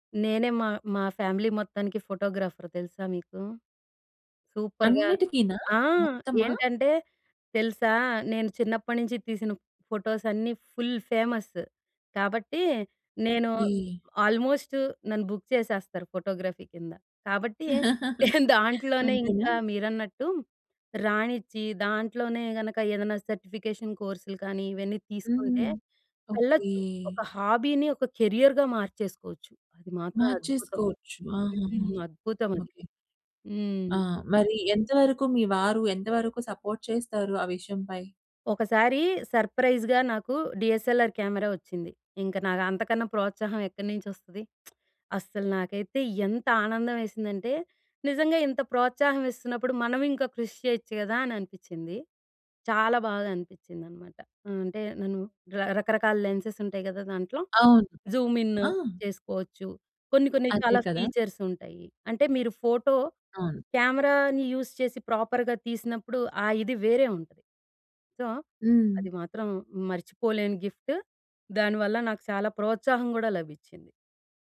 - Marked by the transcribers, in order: in English: "ఫ్యామిలీ"; in English: "ఫోటోగ్రాఫర్"; in English: "సూపర్‌గా"; in English: "ఫోటోస్"; in English: "ఫుల్ ఫేమస్"; in English: "ఆల్మోస్ట్"; in English: "బుక్"; in English: "ఫోటోగ్రఫీ"; giggle; in English: "సర్టిఫికేషన్"; in English: "హాబీని"; in English: "కెరియర్‌గా"; in English: "సపోర్ట్"; in English: "సర్ప్రైజ్‍గా"; in English: "డీఎస్ఎల్ఆర్"; other background noise; in English: "లెన్సెస్"; in English: "ఫీచర్స్"; in English: "యూస్"; in English: "ప్రాపర్‌గా"; in English: "సో"
- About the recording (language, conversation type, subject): Telugu, podcast, పని, వ్యక్తిగత జీవితం రెండింటిని సమతుల్యం చేసుకుంటూ మీ హాబీకి సమయం ఎలా దొరకబెట్టుకుంటారు?